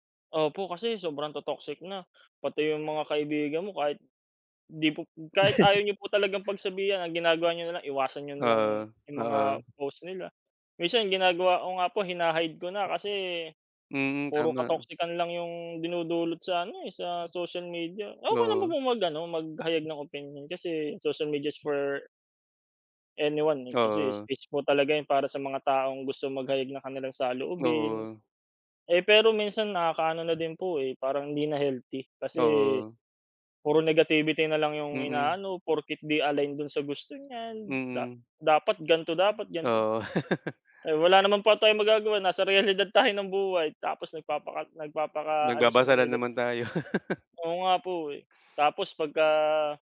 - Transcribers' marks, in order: chuckle; laugh; laugh
- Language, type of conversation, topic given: Filipino, unstructured, Paano mo tinitingnan ang epekto ng social media sa kalusugan ng isip?